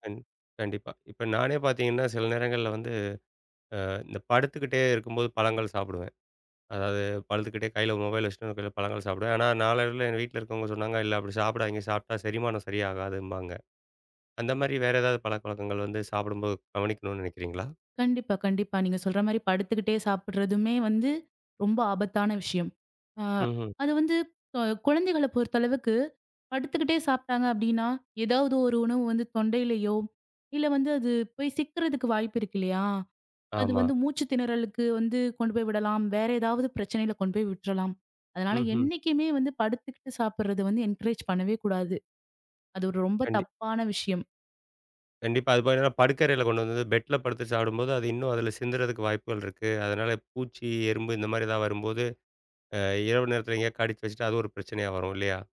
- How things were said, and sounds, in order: in English: "மொபைல"; in English: "என்கரேஜ்"; in English: "பெட்ல"
- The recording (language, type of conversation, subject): Tamil, podcast, உங்கள் வீட்டில் உணவு சாப்பிடும்போது மனதை கவனமாக வைத்திருக்க நீங்கள் எந்த வழக்கங்களைப் பின்பற்றுகிறீர்கள்?